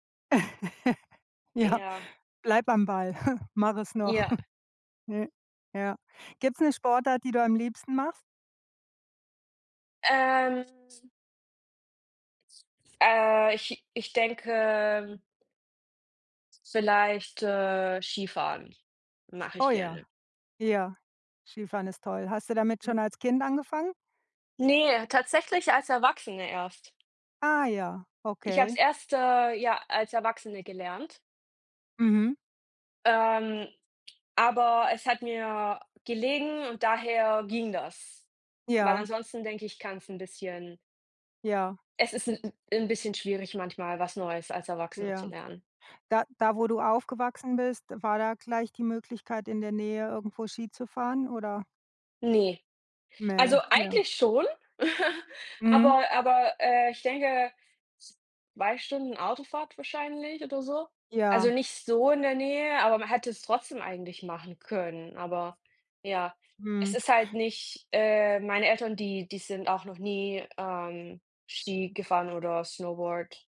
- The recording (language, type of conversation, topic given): German, unstructured, Welche Sportarten machst du am liebsten und warum?
- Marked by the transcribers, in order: laugh; chuckle; unintelligible speech; other background noise; laugh; put-on voice: "Snowboard"